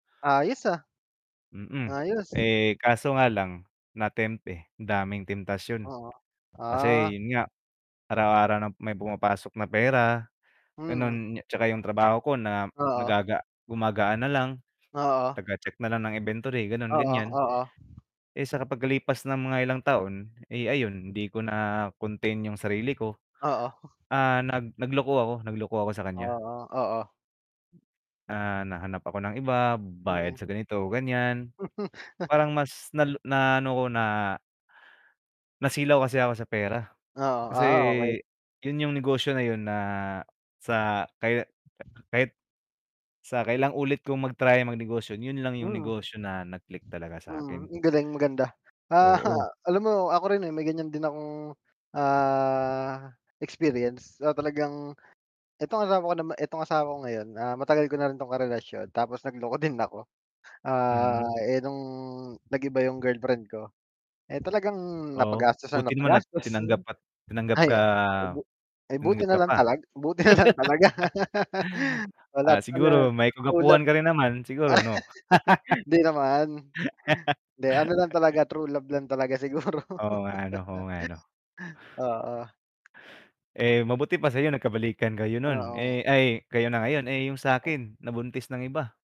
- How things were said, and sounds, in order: other noise; static; chuckle; chuckle; drawn out: "ah"; laughing while speaking: "nagloko din"; other background noise; laugh; laughing while speaking: "buti na lang talaga"; laugh; laughing while speaking: "siguro"
- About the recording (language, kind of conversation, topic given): Filipino, unstructured, Paano ninyo sinusuportahan ang mga pangarap ng isa’t isa?